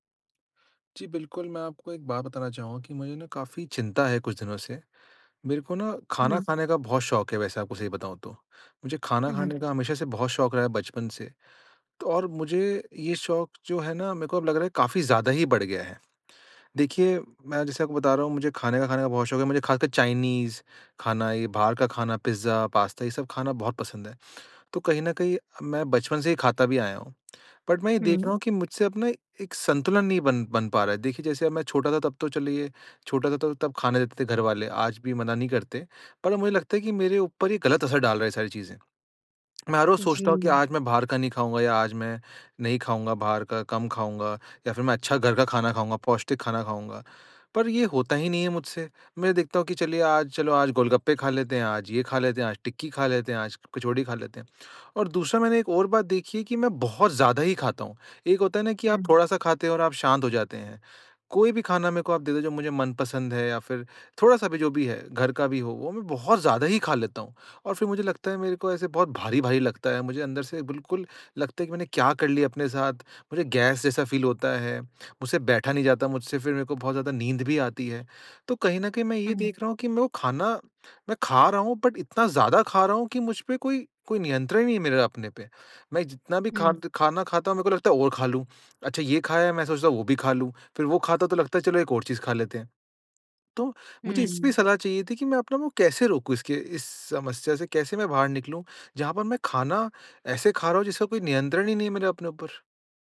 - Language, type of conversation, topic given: Hindi, advice, भोजन में आत्म-नियंत्रण की कमी
- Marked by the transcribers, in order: in English: "बट"; in English: "फील"; in English: "बट"